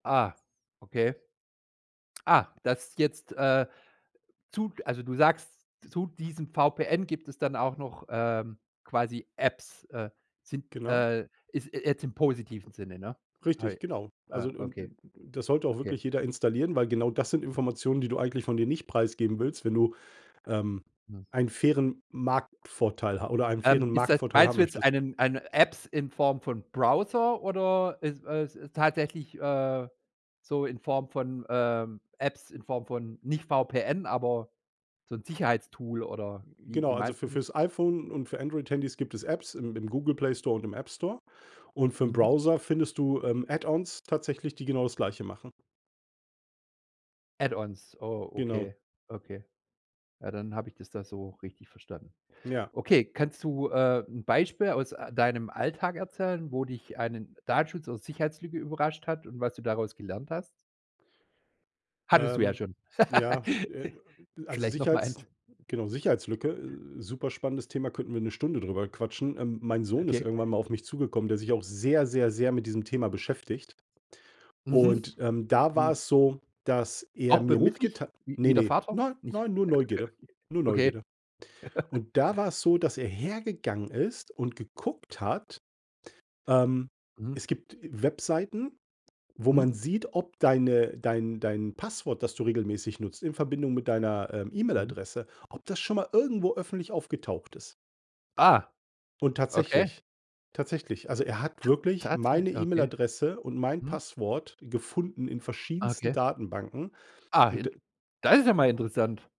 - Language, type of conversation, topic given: German, podcast, Wie gehst du im Alltag mit dem Datenschutz im Internet um?
- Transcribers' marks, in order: other background noise; laugh; chuckle